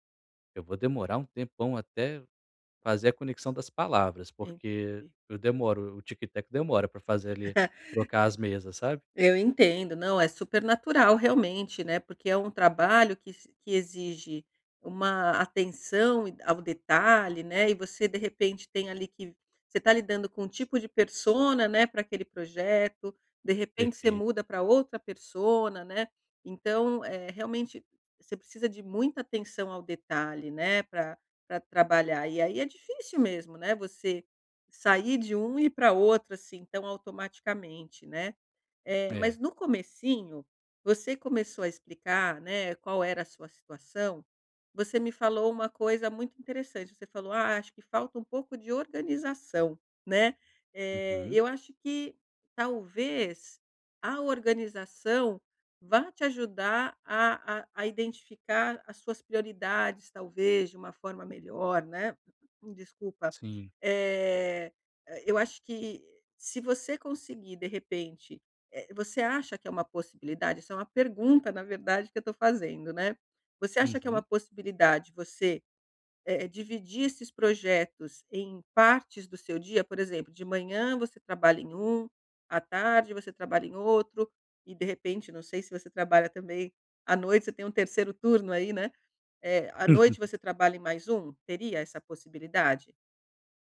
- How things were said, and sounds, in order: laugh; other noise; laugh
- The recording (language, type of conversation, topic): Portuguese, advice, Como posso alternar entre tarefas sem perder o foco?